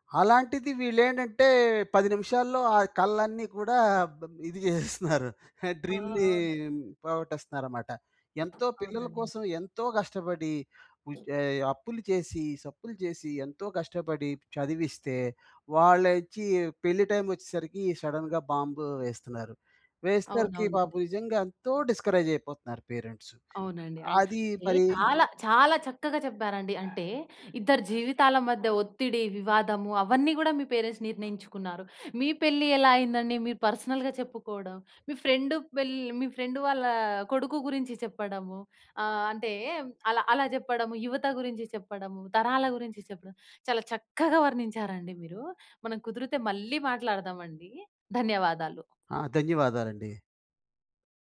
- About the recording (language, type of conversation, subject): Telugu, podcast, పెళ్లి విషయంలో మీ కుటుంబం మీ నుంచి ఏవేవి ఆశిస్తుంది?
- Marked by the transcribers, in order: laughing while speaking: "జేసేస్తున్నారు. ఆహ్, డ్రీమ్‌ని"; in English: "డ్రీమ్‌ని"; other background noise; in English: "సడెన్‌గా బాంబ్"; in English: "డిస్కరేజ్"; in English: "పేరెంట్స్"; in English: "పేరెంట్స్"; in English: "పర్సనల్‌గా"; in English: "ఫ్రెండ్"; in English: "ఫ్రెండ్"